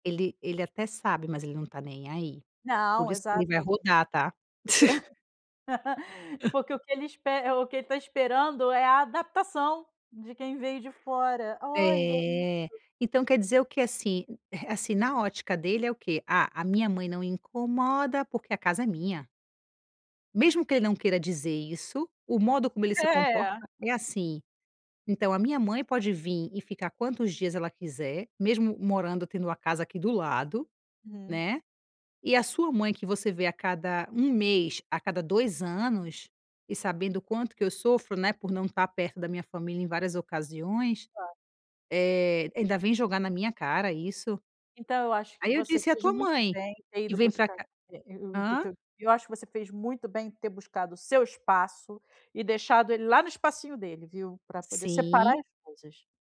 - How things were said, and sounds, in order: laugh; laugh; tapping; stressed: "seu"
- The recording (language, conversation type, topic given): Portuguese, advice, Como posso dividir de forma mais justa as responsabilidades domésticas com meu parceiro?
- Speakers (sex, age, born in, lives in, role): female, 35-39, Brazil, Italy, user; female, 40-44, Brazil, Spain, advisor